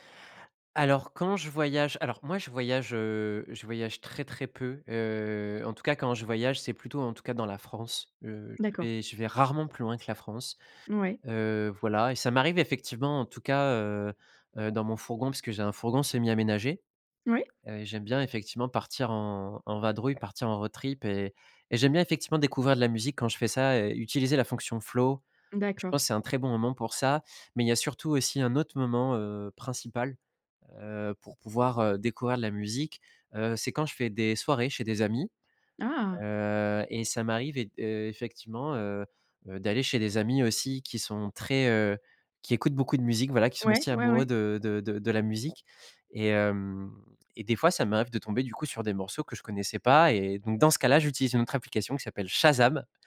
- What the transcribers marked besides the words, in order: stressed: "rarement"; other background noise; in English: "road trip"; stressed: "Shazam"
- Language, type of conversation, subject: French, podcast, Comment trouvez-vous de nouvelles musiques en ce moment ?